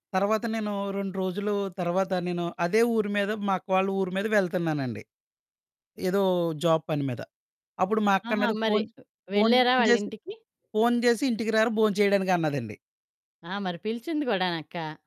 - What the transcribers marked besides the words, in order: in English: "జాబ్"; other background noise; static
- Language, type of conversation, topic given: Telugu, podcast, గొడవల తర్వాత మళ్లీ నమ్మకాన్ని ఎలా తిరిగి సాధించుకోవాలి?